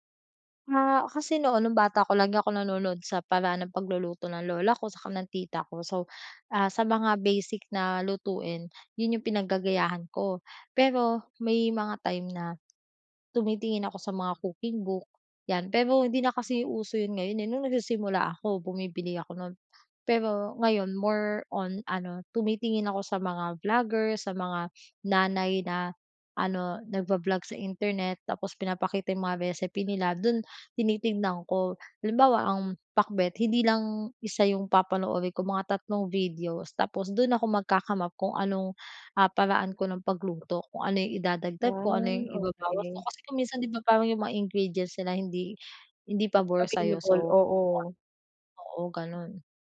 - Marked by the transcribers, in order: wind; other noise
- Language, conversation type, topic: Filipino, advice, Paano ako mas magiging kumpiyansa sa simpleng pagluluto araw-araw?